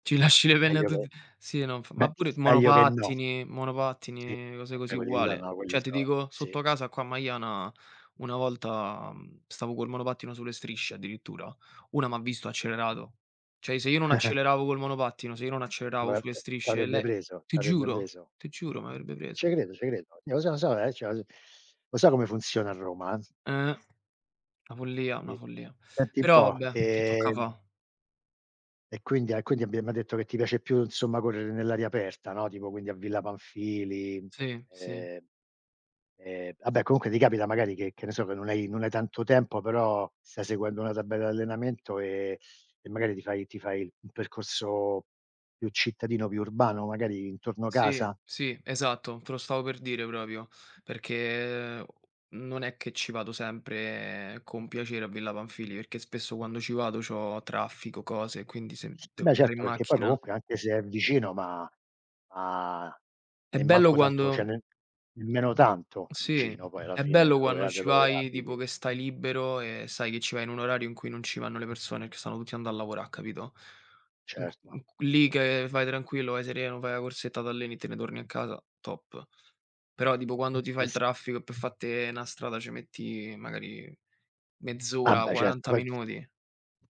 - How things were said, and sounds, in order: "tutti" said as "tut"; giggle; "Una" said as "na"; "un po'" said as "npo"; other background noise; "cioè" said as "ceh"; "quando" said as "quanno"; "perché" said as "rchè"; "andando" said as "anda"; "sì" said as "s"; "per" said as "pe"; "una" said as "na"
- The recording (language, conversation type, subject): Italian, unstructured, Come ti senti dopo una corsa all’aperto?